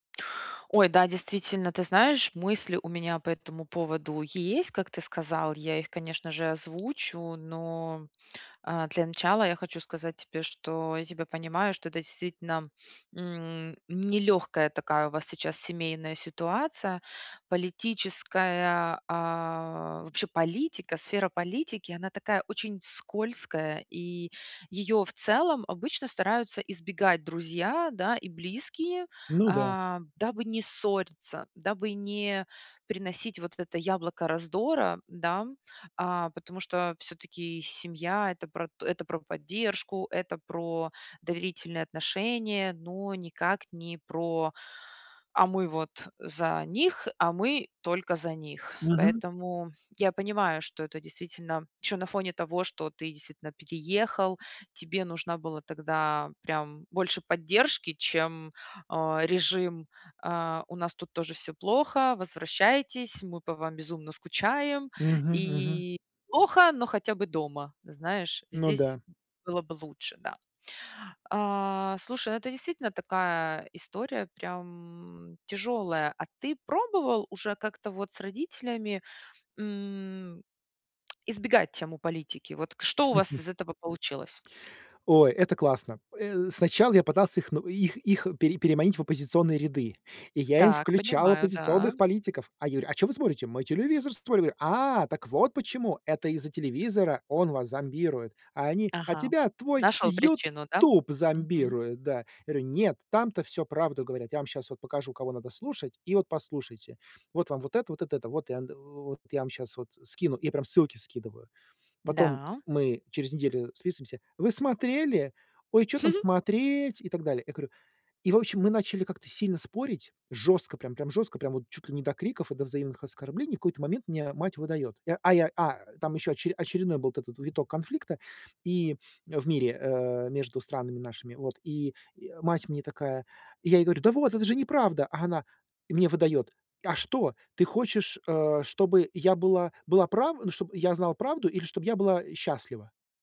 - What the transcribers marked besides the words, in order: "действительно" said as "дствтна"; tongue click; chuckle; other background noise; "говорю" said as "рю"; "Говорю" said as "гарю"; tapping; chuckle; "говорю" said as "гарю"
- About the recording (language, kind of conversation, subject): Russian, advice, Как сохранить близкие отношения, когда в жизни происходит много изменений и стресса?